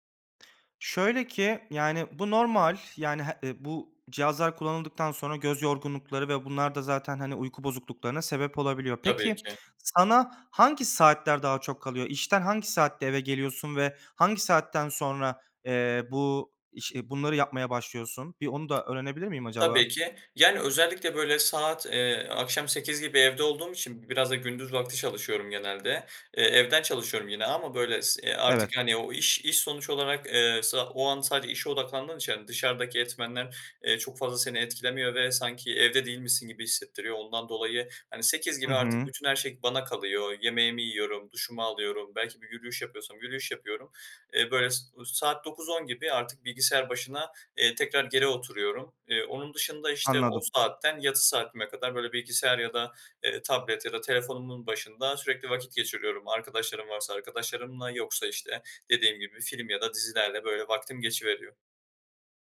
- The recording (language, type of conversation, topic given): Turkish, advice, Gece ekran kullanımı uykumu nasıl bozuyor ve bunu nasıl düzeltebilirim?
- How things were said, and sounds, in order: other background noise